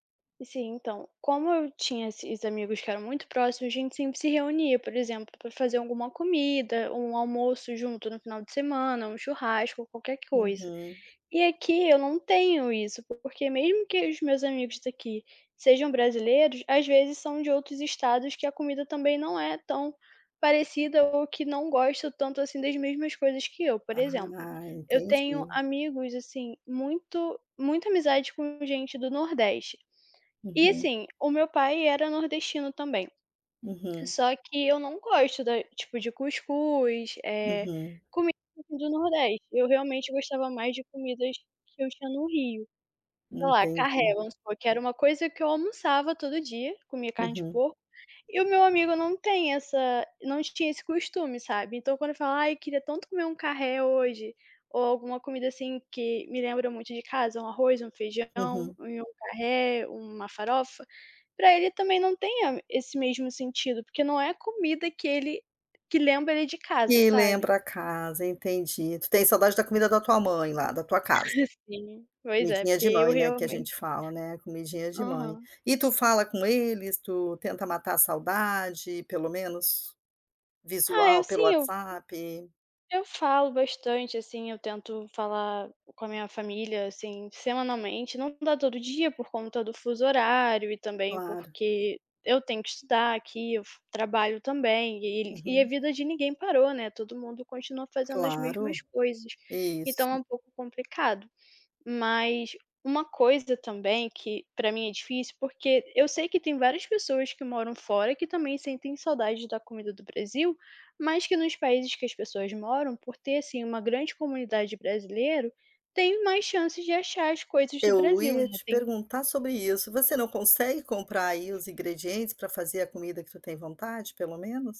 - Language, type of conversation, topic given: Portuguese, advice, Como lidar com uma saudade intensa de casa e das comidas tradicionais?
- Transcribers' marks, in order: other background noise; tapping; drawn out: "Ah"; in French: "carré"; in French: "carré"; in French: "carré"; laugh